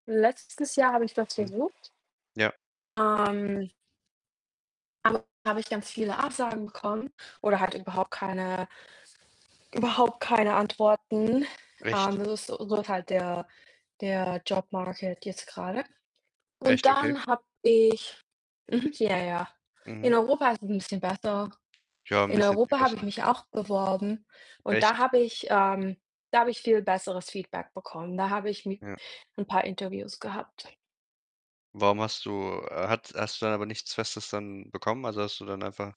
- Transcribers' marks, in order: other background noise; distorted speech; in English: "Job Market"
- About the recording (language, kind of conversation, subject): German, unstructured, Was nervt dich an deinem Job am meisten?